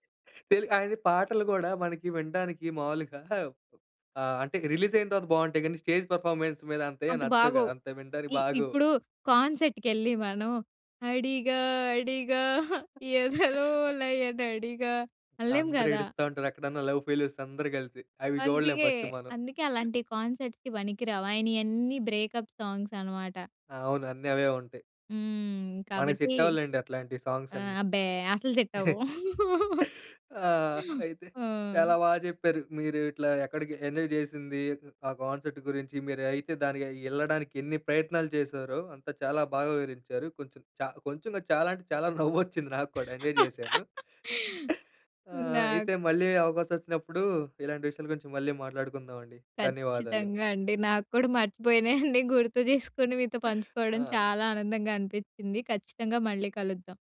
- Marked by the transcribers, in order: chuckle; in English: "రిలీజ్"; in English: "స్టేజ్ పర్ఫార్మెన్స్"; in English: "కాన్సర్ట్"; singing: "అడిగా! అడిగా! ఎదలో లయన‌డిగా!"; chuckle; in English: "లవ్ ఫెయిల్యూర్స్"; in English: "ఫస్ట్"; in English: "కాన్సర్ట్స్‌కి"; chuckle; in English: "బ్రేకప్ సాంగ్స్"; in English: "సెట్"; in English: "సాంగ్స్"; chuckle; laugh; in English: "ఎంజాయ్"; in English: "కాన్సర్ట్"; laughing while speaking: "నవ్వొచ్చింది నాక్కూడా"; laugh; in English: "ఎంజాయ్"; chuckle; laughing while speaking: "మర్చిపోయినయన్ని గుర్తు జేసుకొని"; chuckle
- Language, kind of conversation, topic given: Telugu, podcast, జనం కలిసి పాడిన అనుభవం మీకు గుర్తుందా?